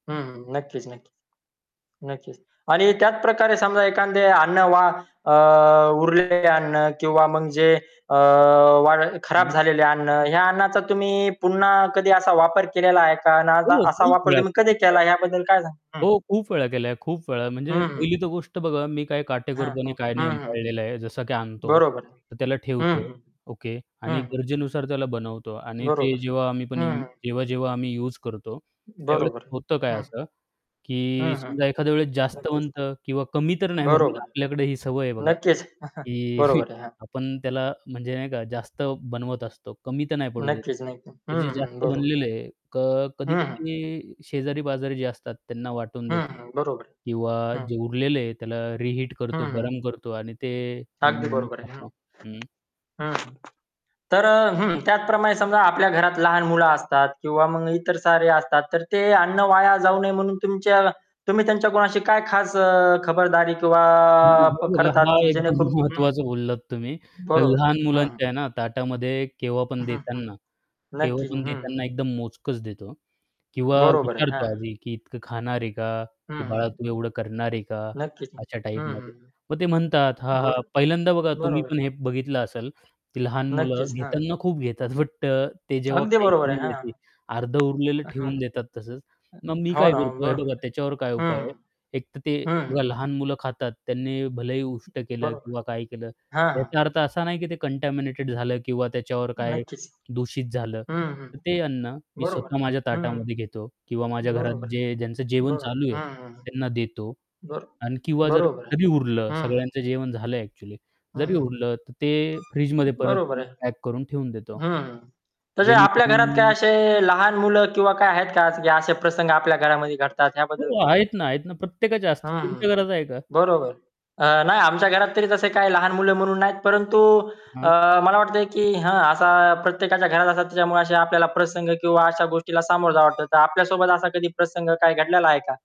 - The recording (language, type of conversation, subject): Marathi, podcast, अन्न वाया जाणं टाळण्यासाठी तुम्ही कोणते उपाय करता?
- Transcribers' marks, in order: "एखादे" said as "एखांदे"; distorted speech; static; other background noise; chuckle; chuckle; in English: "रिहीट"; tapping; laughing while speaking: "हा एकदम महत्त्वाचं बोललात तुम्ही"; chuckle; in English: "कंटॅमिनेटेड"; mechanical hum